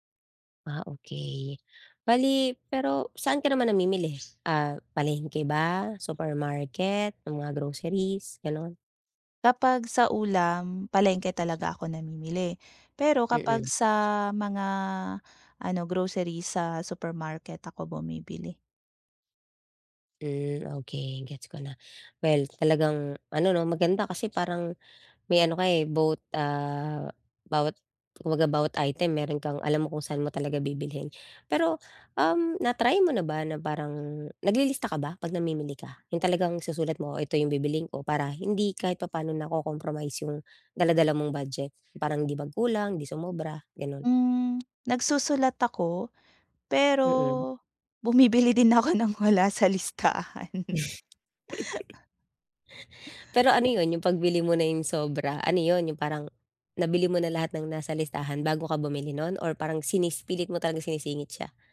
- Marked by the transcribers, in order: other background noise; tapping; laughing while speaking: "sa listahan"; chuckle
- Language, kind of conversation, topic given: Filipino, advice, Paano ako makakapagbadyet at makakapamili nang matalino sa araw-araw?